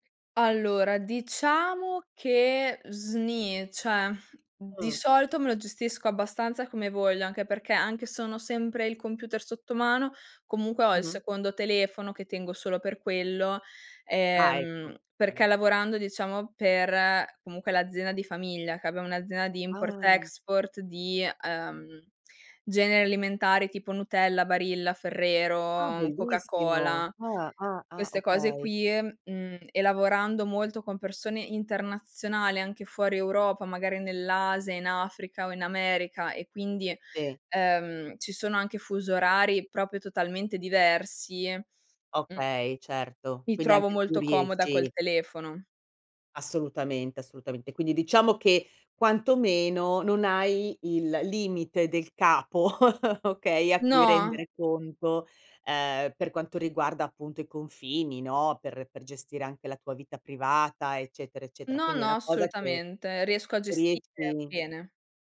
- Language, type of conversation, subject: Italian, podcast, Come gestisci davvero l’equilibrio tra lavoro e vita privata?
- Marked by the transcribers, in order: other background noise; "cioè" said as "ceh"; "non" said as "on"; in English: "import, export"; "proprio" said as "propio"; chuckle